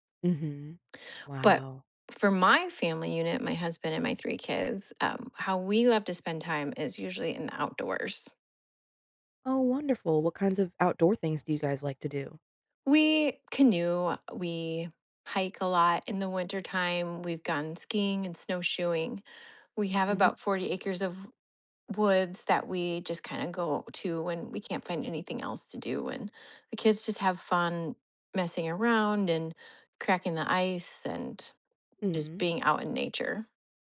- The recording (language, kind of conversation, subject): English, unstructured, How do you usually spend time with your family?
- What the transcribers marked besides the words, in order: none